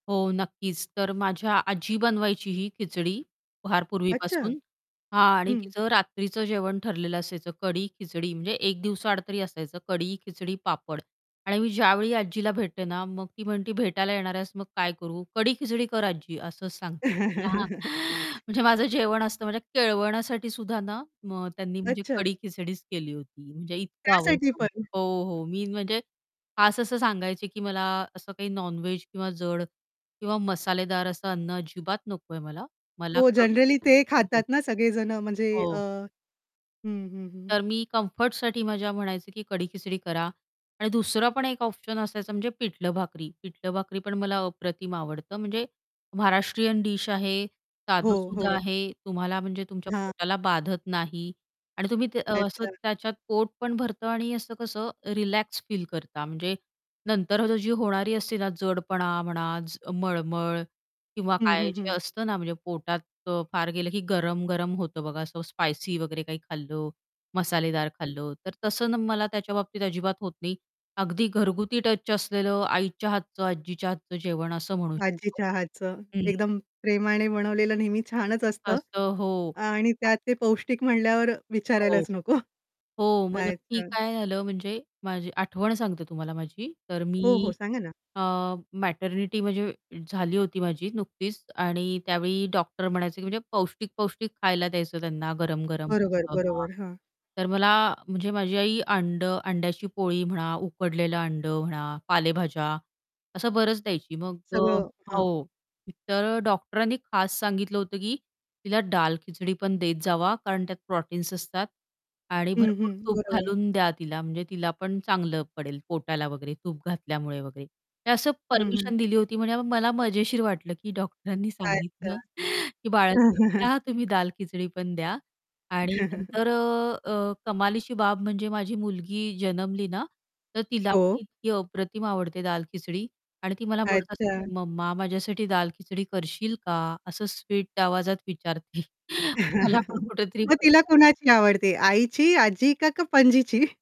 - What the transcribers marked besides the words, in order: other background noise; tapping; laugh; distorted speech; other noise; static; in English: "नॉन व्हेज"; in English: "जनरली"; unintelligible speech; unintelligible speech; chuckle; in English: "प्रोटीन्स"; laughing while speaking: "डॉक्टरांनी सांगितलं"; chuckle; unintelligible speech; chuckle; chuckle; unintelligible speech; laughing while speaking: "पंजीची?"
- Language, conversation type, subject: Marathi, podcast, तुझा आवडता दिलासा देणारा पदार्थ कोणता आहे आणि तो तुला का आवडतो?